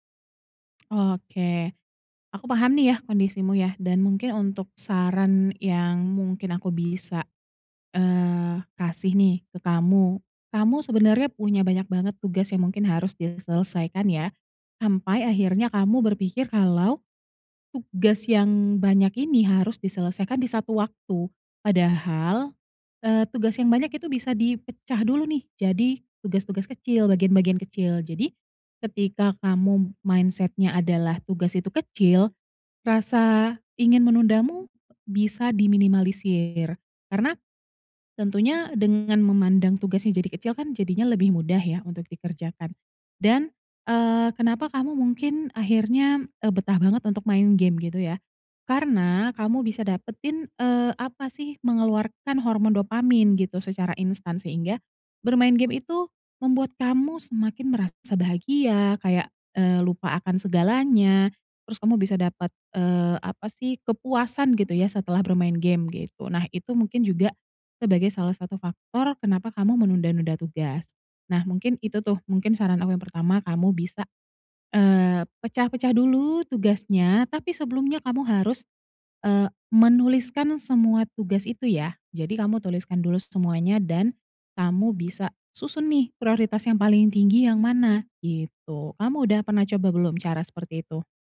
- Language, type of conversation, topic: Indonesian, advice, Mengapa kamu sering meremehkan waktu yang dibutuhkan untuk menyelesaikan suatu tugas?
- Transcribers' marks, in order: in English: "mindset-nya"